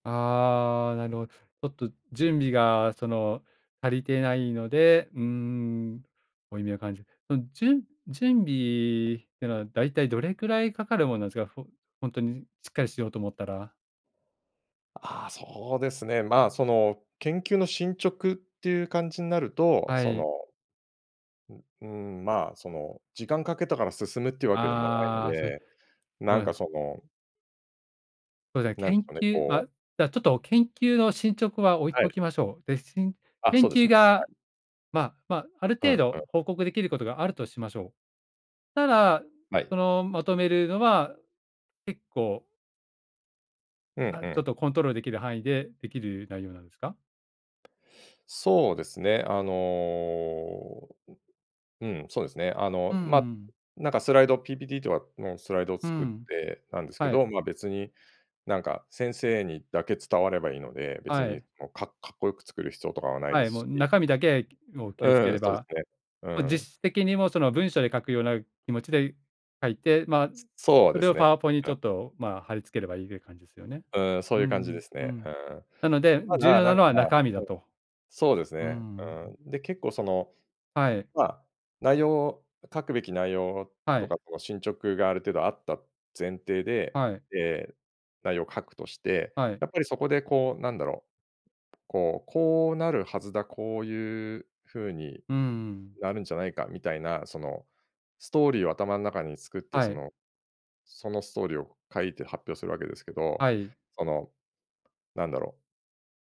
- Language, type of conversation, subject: Japanese, advice, 会議や発表で自信を持って自分の意見を表現できないことを改善するにはどうすればよいですか？
- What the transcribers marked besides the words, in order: drawn out: "あの"